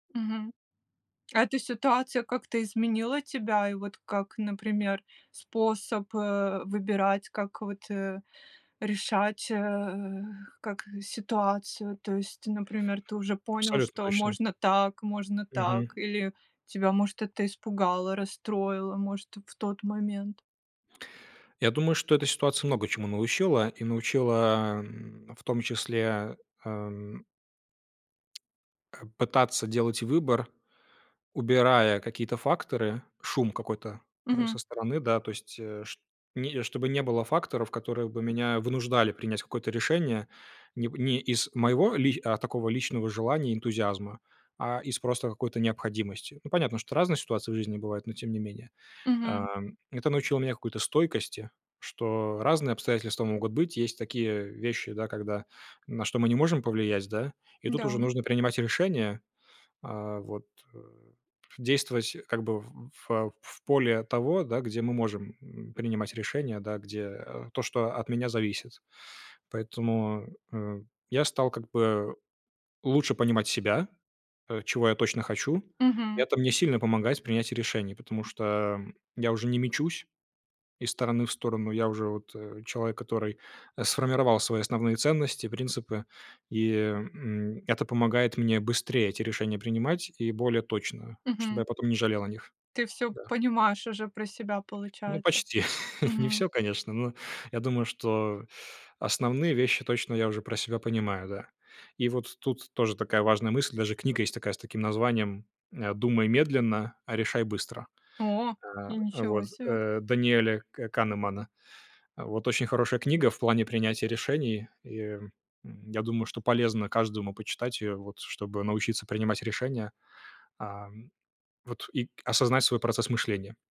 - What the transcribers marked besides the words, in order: tapping; chuckle
- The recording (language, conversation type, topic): Russian, podcast, Как принимать решения, чтобы потом не жалеть?